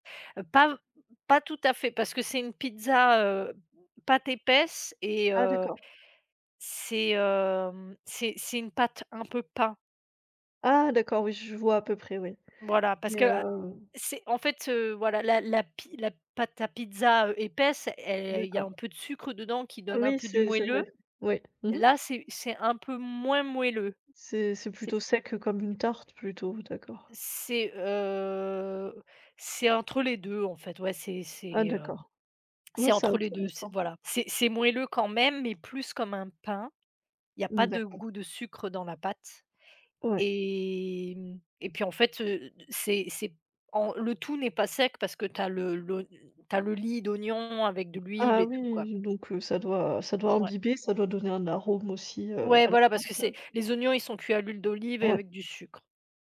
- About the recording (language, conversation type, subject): French, unstructured, Quels plats typiques représentent le mieux votre région, et pourquoi ?
- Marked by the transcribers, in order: tapping; drawn out: "heu"; drawn out: "et"; other background noise